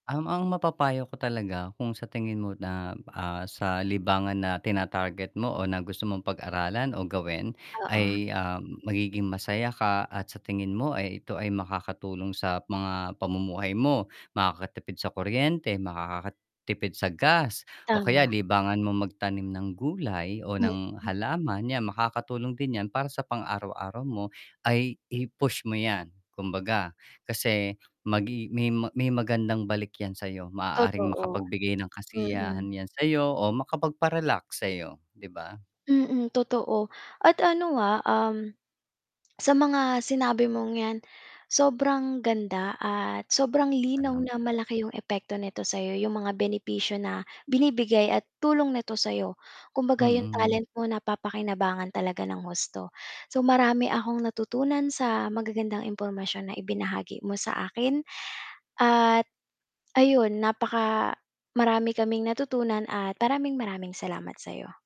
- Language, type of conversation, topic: Filipino, podcast, Ano ang paborito mong libangan, at bakit?
- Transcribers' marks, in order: static; distorted speech; mechanical hum; unintelligible speech; dog barking